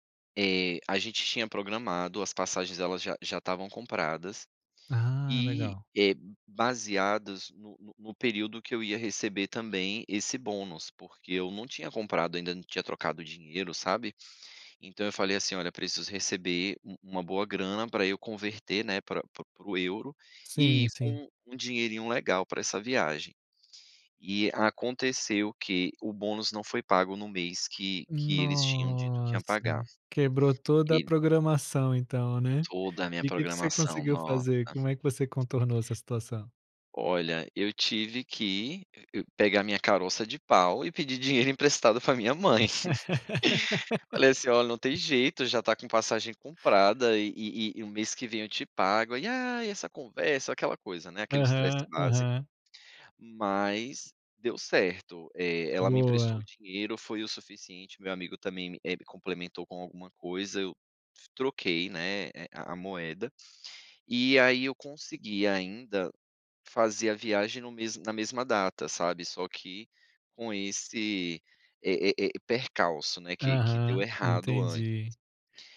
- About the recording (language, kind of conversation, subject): Portuguese, podcast, O que você faz quando a viagem dá errado?
- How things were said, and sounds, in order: other background noise; laugh; tapping